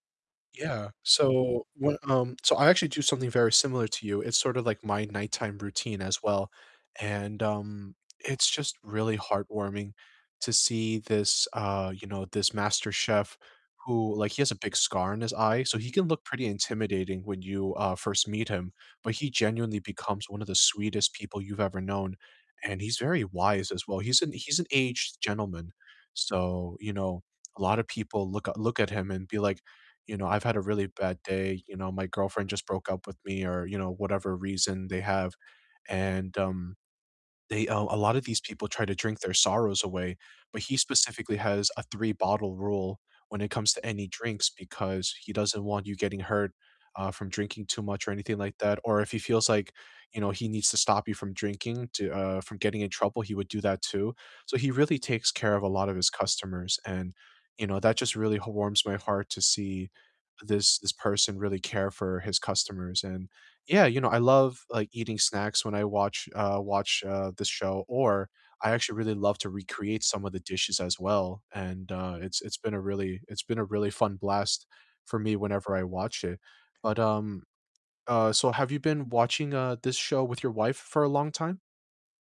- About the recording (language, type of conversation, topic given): English, unstructured, Which comfort show do you rewatch to instantly put a smile on your face, and why does it feel like home?
- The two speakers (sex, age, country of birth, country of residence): male, 25-29, United States, United States; male, 35-39, United States, United States
- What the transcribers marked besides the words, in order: distorted speech